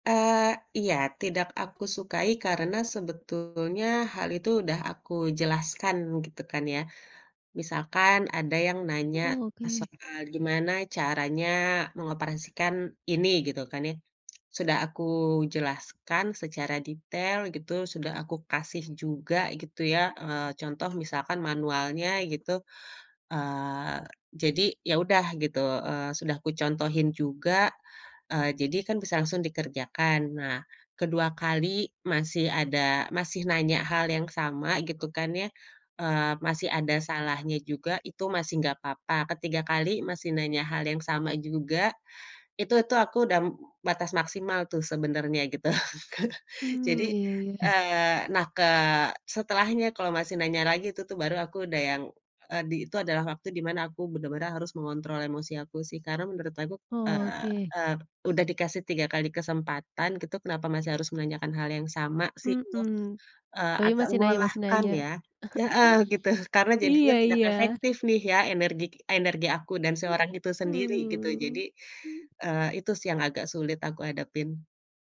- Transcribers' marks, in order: other background noise; laughing while speaking: "gitu Kak"; tapping; chuckle; other noise
- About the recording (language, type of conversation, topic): Indonesian, podcast, Bagaimana kamu mengatur emosi supaya tidak meledak saat berdebat?